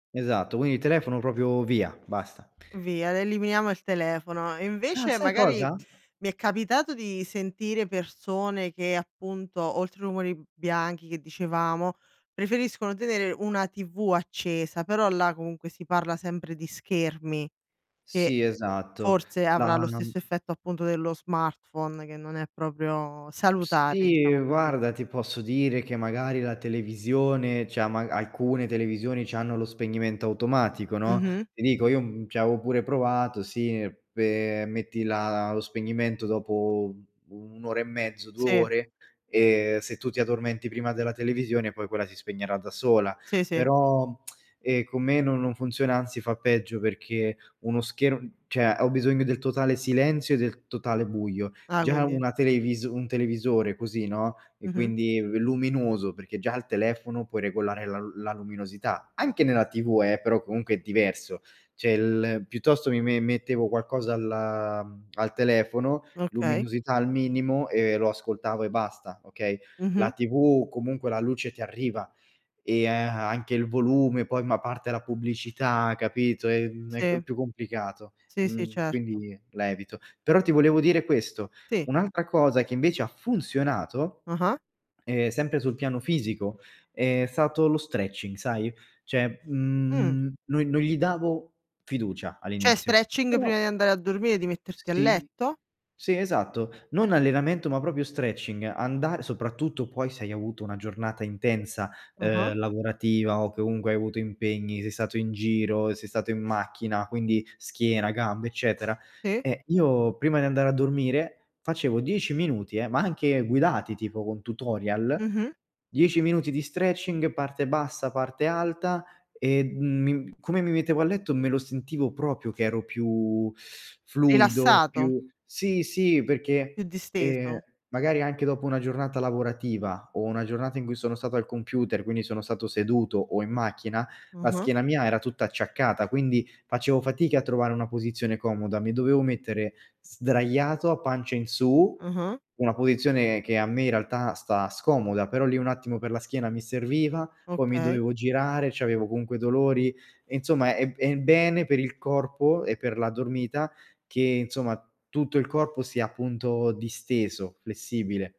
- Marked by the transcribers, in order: "proprio" said as "propio"; other background noise; "cioè" said as "ceh"; tapping; tsk; "cioè" said as "ceh"; "cioè" said as "ceh"; "cioè" said as "ceh"; "Cioè" said as "ceh"; "proprio" said as "propio"; "comunque" said as "ounche"; "proprio" said as "propio"; teeth sucking
- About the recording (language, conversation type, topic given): Italian, podcast, Quali rituali segui per rilassarti prima di addormentarti?